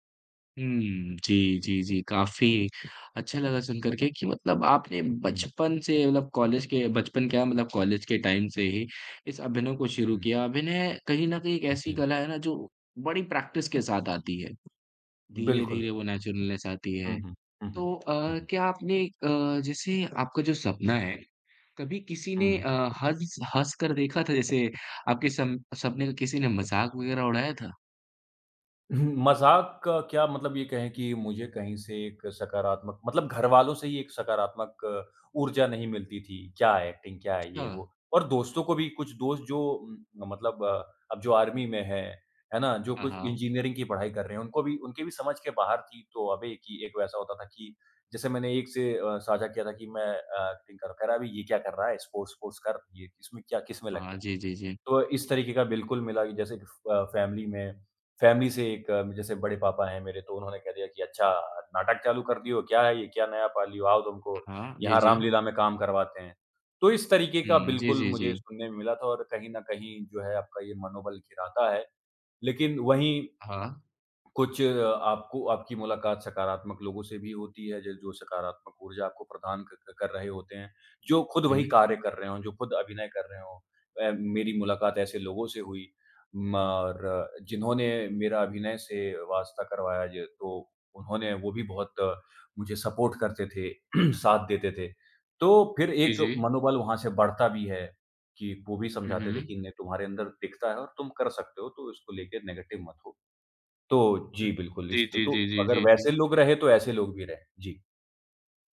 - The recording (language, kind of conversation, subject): Hindi, podcast, बचपन में आप क्या बनना चाहते थे और क्यों?
- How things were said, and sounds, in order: in English: "टाइम"; in English: "प्रैक्टिस"; in English: "नैचुरलनेस"; in English: "एक्टिंग"; in English: "आर्मी"; in English: "एक्टिंग"; in English: "स्पोर्ट्स"; in English: "फ़ैमिली"; in English: "फ़ैमिली"; in English: "सपोर्ट"; throat clearing; in English: "नेगेटिव"